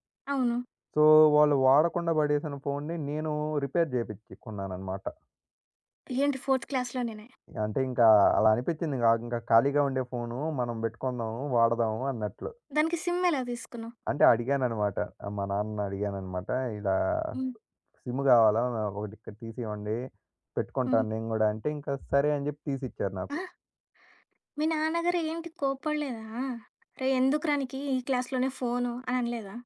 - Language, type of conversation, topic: Telugu, podcast, ఫోన్ లేకుండా ఒకరోజు మీరు ఎలా గడుపుతారు?
- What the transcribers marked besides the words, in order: in English: "సో"; in English: "రిపేర్"; in English: "క్లాస్‌లోనేనే"; other background noise; in English: "సిమ్"; in English: "సిమ్"; in English: "క్లాస్‌లోనే"